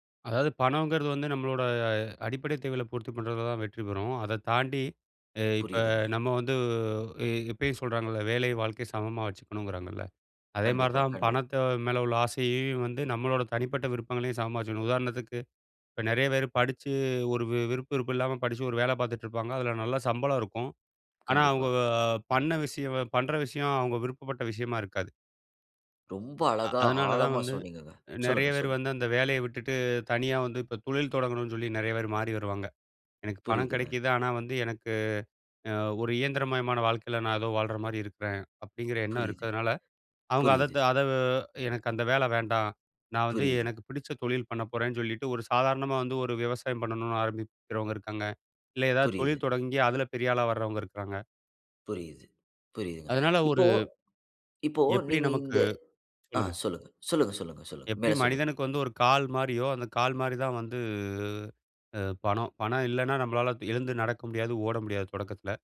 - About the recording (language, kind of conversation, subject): Tamil, podcast, பணமே வெற்றியைத் தீர்மானிக்குமா, அல்லது சந்தோஷமா முக்கியம்?
- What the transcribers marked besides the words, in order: "தேவைகள" said as "தேவைல"; other noise; swallow